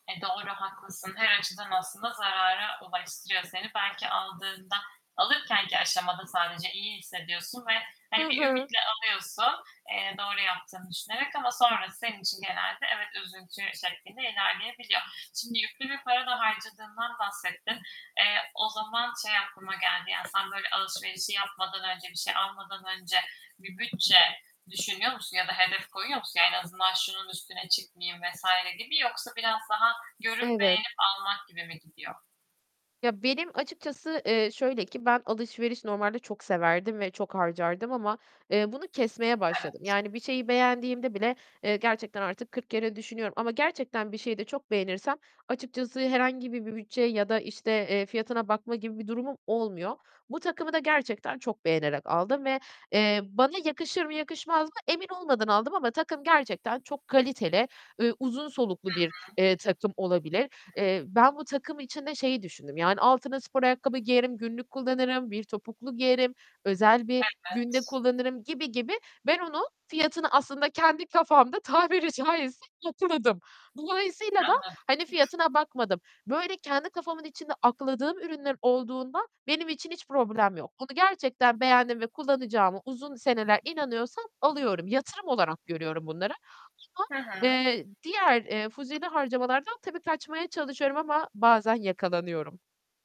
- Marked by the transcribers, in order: distorted speech; tapping; other background noise; laughing while speaking: "tabiri caizse"; unintelligible speech
- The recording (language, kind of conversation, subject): Turkish, advice, Sosyal karşılaştırma yüzünden gereksiz harcama yapmayı nasıl azaltabilirim?